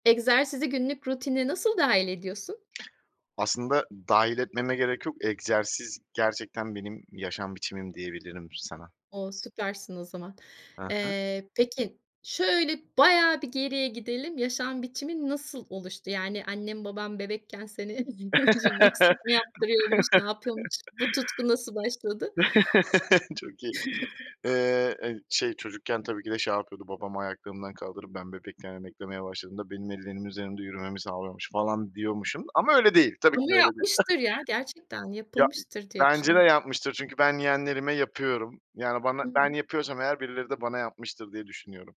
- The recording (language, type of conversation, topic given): Turkish, podcast, Egzersizi günlük rutine nasıl dahil ediyorsun?
- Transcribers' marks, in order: other background noise; laugh; chuckle; laughing while speaking: "cimnastik mi"; chuckle; chuckle